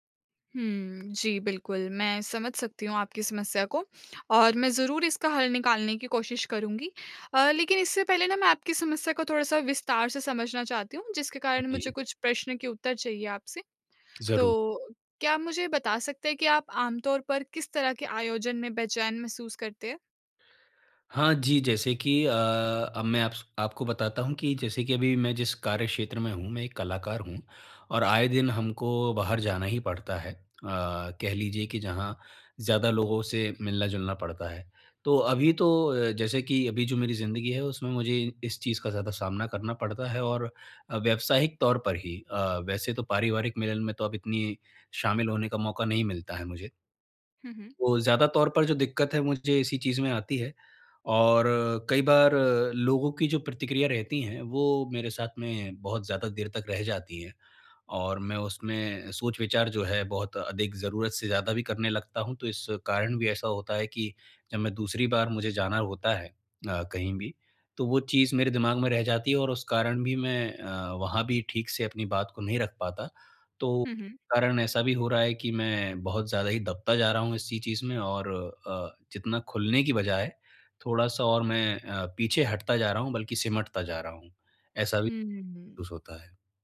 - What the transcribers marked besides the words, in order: other background noise
- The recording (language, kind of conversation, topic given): Hindi, advice, सामाजिक आयोजनों में मैं अधिक आत्मविश्वास कैसे महसूस कर सकता/सकती हूँ?
- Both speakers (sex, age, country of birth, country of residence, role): female, 20-24, India, India, advisor; male, 25-29, India, India, user